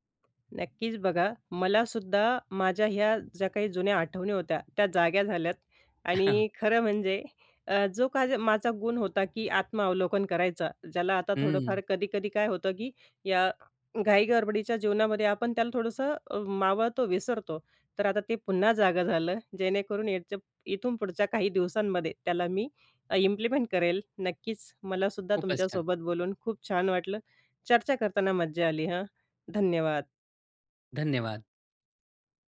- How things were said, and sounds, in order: tapping; chuckle; other background noise; in English: "इम्प्लिमेंट"
- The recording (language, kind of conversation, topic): Marathi, podcast, जोखीम घेतल्यानंतर अपयश आल्यावर तुम्ही ते कसे स्वीकारता आणि त्यातून काय शिकता?